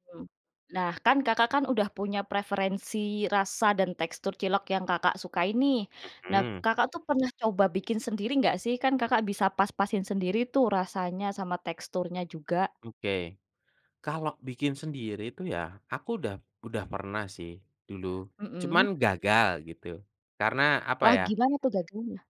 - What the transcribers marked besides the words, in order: tapping
- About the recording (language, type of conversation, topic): Indonesian, podcast, Apa makanan jalanan favoritmu dan kenapa?